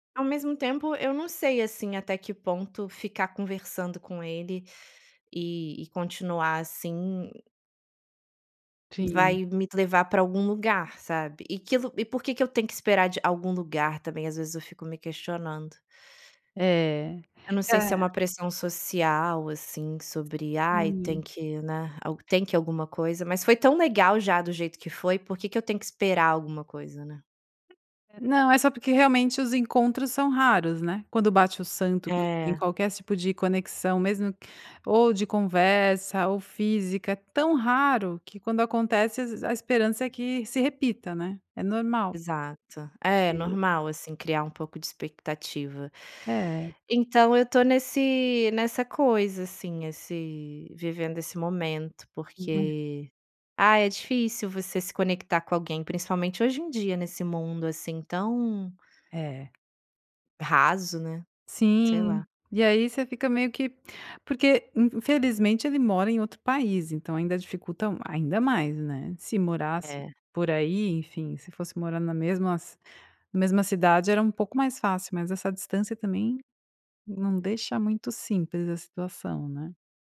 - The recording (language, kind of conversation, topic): Portuguese, podcast, Como você retoma o contato com alguém depois de um encontro rápido?
- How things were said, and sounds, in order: tapping; "tipo" said as "sipo"; unintelligible speech